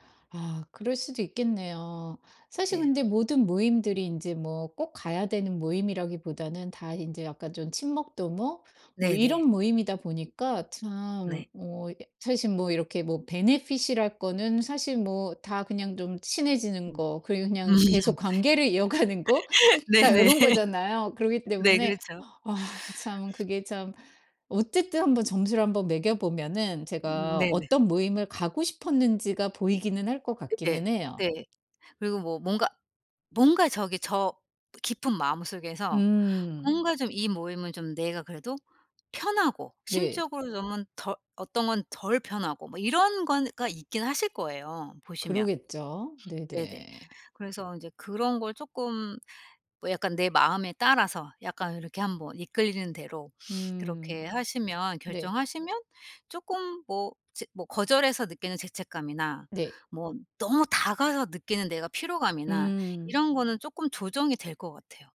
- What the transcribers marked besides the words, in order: tapping; in English: "베네핏이랄"; laughing while speaking: "음. 네네. 네 그렇죠"; laughing while speaking: "이어가는 거?"; other background noise; unintelligible speech; sniff
- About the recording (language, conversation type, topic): Korean, advice, 약속이나 회식에 늘 응해야 한다는 피로감과 죄책감이 드는 이유는 무엇인가요?